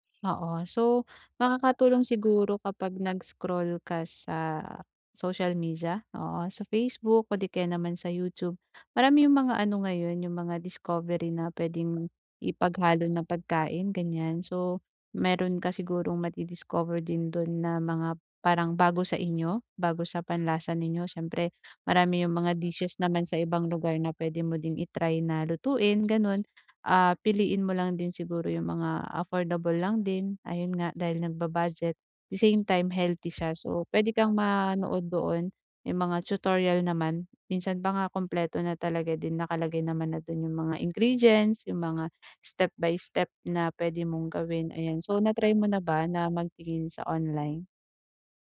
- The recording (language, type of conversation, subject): Filipino, advice, Paano ako makakaplano ng masustansiya at abot-kayang pagkain araw-araw?
- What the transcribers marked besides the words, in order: other background noise; other noise; tapping